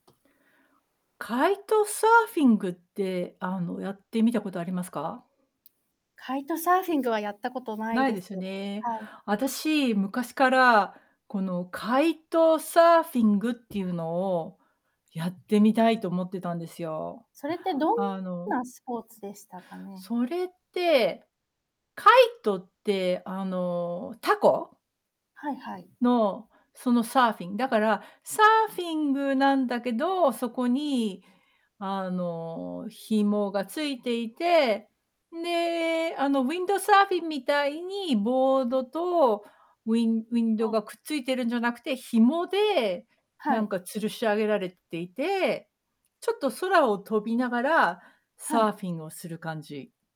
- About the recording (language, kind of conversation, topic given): Japanese, unstructured, 将来やってみたいことは何ですか？
- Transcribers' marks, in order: static; other background noise; distorted speech